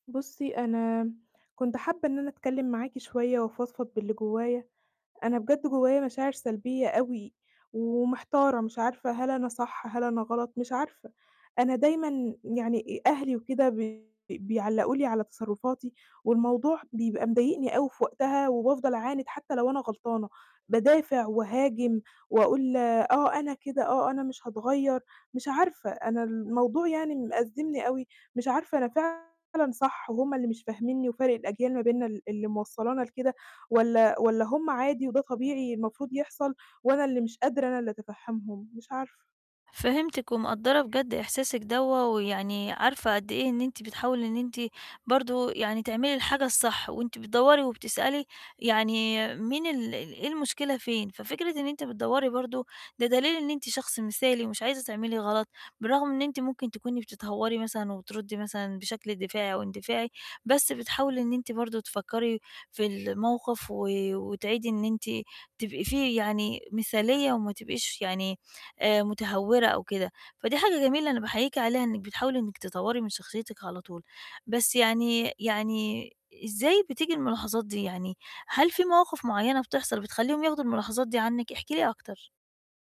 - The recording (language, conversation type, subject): Arabic, advice, إزاي أستقبل ملاحظات الناس من غير ما أبقى دفاعي؟
- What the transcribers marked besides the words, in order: distorted speech